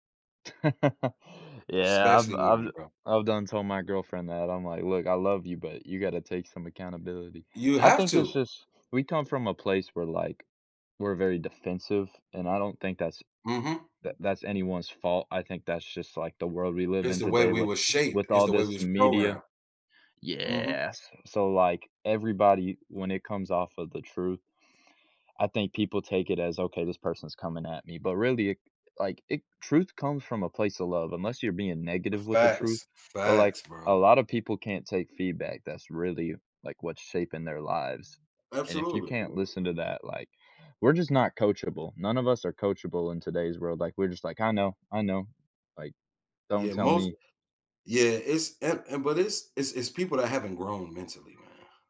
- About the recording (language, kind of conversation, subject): English, unstructured, How can small changes in daily routines lead to lasting improvements in your life?
- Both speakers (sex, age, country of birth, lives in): male, 20-24, United States, United States; male, 40-44, United States, United States
- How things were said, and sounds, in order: chuckle; tapping; other background noise